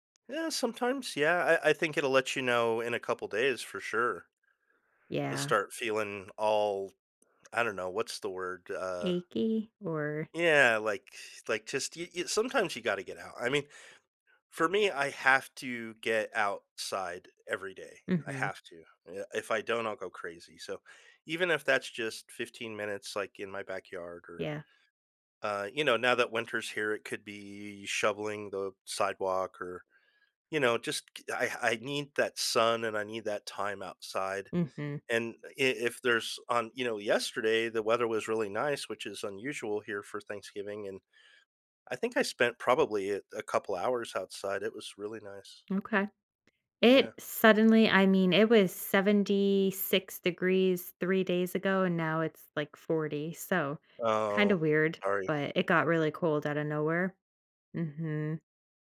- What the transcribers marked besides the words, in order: other background noise
- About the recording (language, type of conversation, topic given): English, unstructured, How can I motivate myself on days I have no energy?